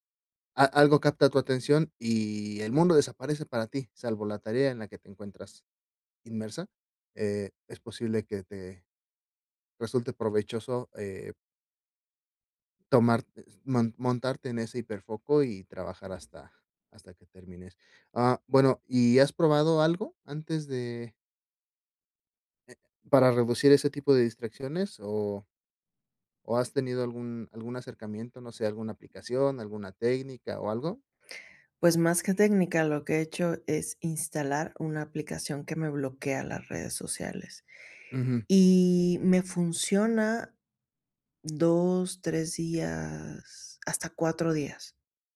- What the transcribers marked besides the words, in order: other noise
- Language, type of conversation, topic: Spanish, advice, ¿Cómo puedo evitar distraerme con el teléfono o las redes sociales mientras trabajo?
- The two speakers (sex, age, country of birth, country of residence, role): female, 45-49, Mexico, Mexico, user; male, 35-39, Mexico, Mexico, advisor